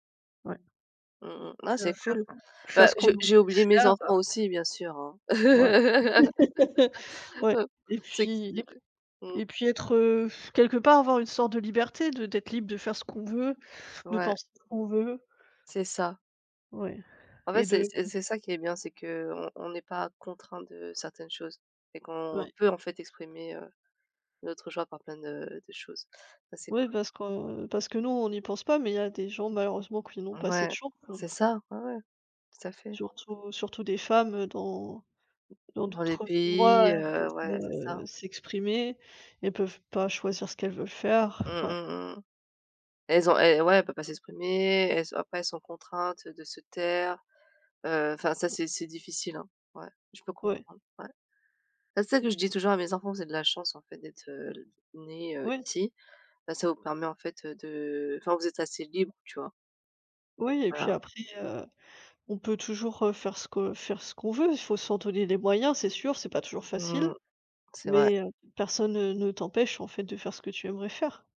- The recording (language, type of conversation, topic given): French, unstructured, Quelle est ta plus grande source de joie ?
- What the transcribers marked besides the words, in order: tapping; laugh; stressed: "peut"